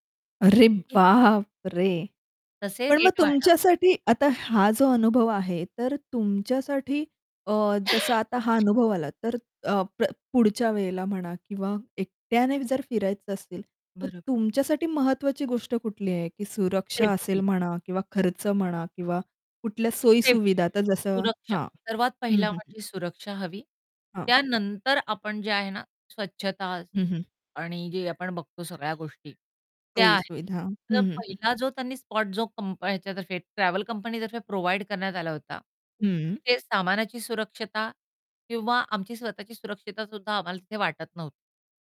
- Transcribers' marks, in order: static; surprised: "अरे बाप रे!"; other background noise; distorted speech; cough; in English: "प्रोव्हाईड"
- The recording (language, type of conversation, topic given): Marathi, podcast, रात्री एकट्याने राहण्यासाठी ठिकाण कसे निवडता?